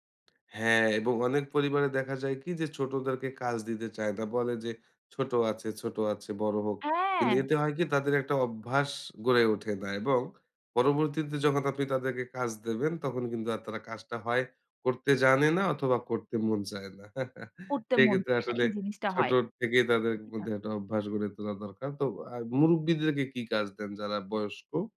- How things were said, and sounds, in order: chuckle; unintelligible speech
- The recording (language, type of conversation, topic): Bengali, podcast, বাড়িতে কাজ ভাগ করে দেওয়ার সময় তুমি কীভাবে পরিকল্পনা ও সমন্বয় করো?